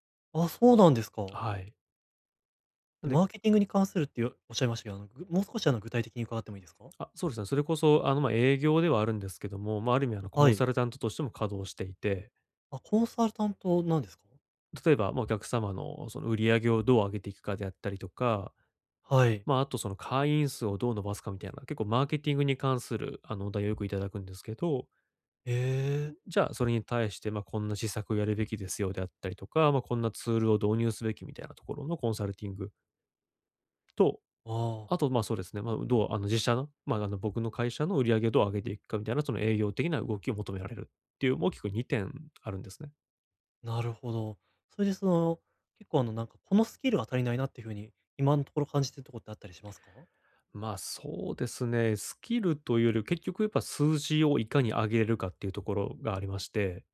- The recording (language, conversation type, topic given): Japanese, advice, どうすればキャリアの長期目標を明確にできますか？
- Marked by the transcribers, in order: other noise